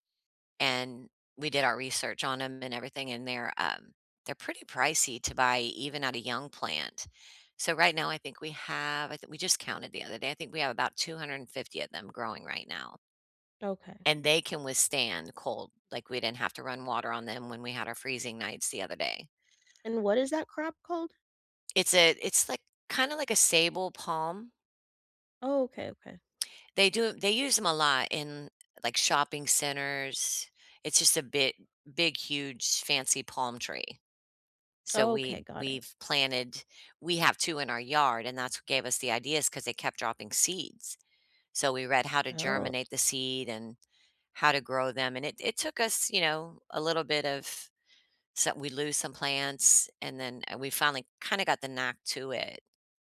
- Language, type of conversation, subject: English, unstructured, How do you deal with the fear of losing your job?
- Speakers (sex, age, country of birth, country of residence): female, 40-44, Ukraine, United States; female, 50-54, United States, United States
- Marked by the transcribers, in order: none